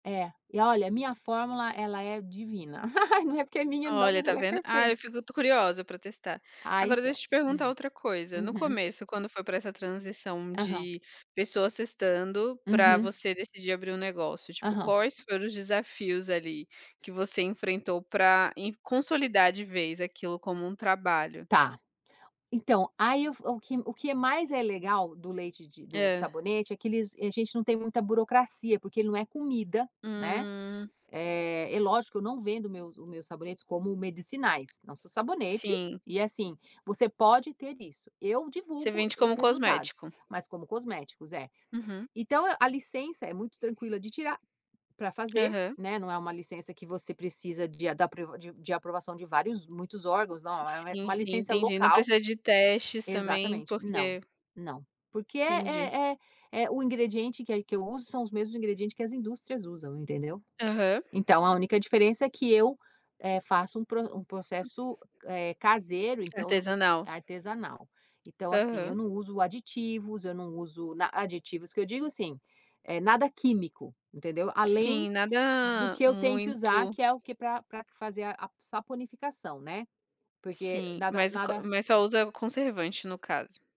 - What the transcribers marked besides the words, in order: laugh; tapping
- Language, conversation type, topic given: Portuguese, unstructured, Você já teve um hobby que virou trabalho?